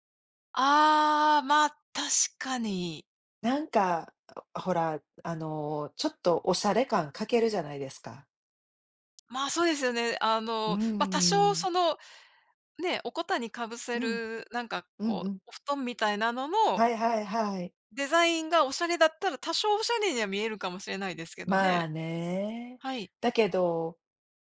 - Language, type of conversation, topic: Japanese, unstructured, 冬の暖房にはエアコンとこたつのどちらが良いですか？
- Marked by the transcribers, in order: other background noise